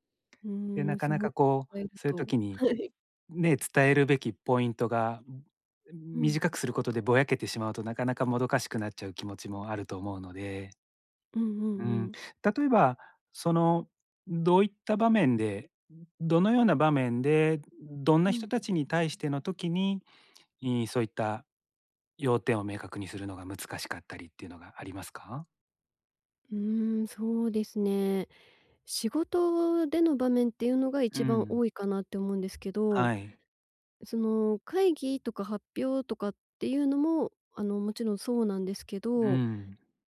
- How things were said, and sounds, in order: unintelligible speech; laughing while speaking: "はい"; tapping
- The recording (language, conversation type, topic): Japanese, advice, 短時間で会議や発表の要点を明確に伝えるには、どうすればよいですか？